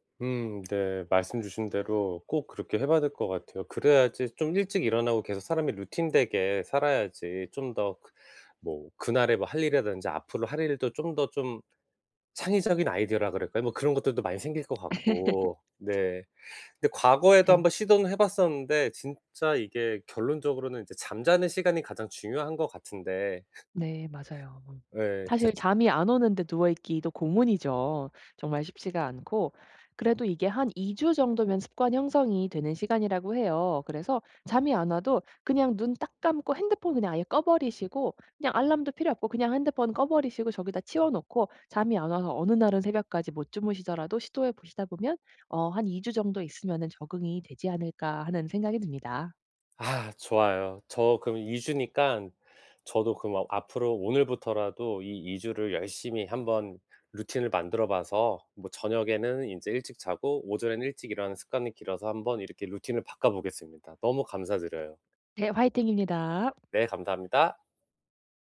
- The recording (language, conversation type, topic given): Korean, advice, 창의적인 아이디어를 얻기 위해 일상 루틴을 어떻게 바꾸면 좋을까요?
- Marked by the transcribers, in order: other background noise; laugh